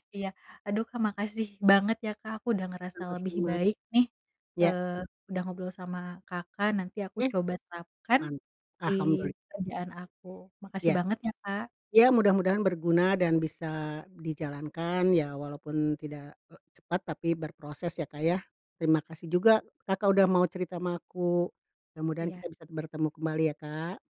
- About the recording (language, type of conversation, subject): Indonesian, advice, Bagaimana pengalamanmu menjalin pertemanan baru saat sudah dewasa dan mengatasi rasa canggung?
- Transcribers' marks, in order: none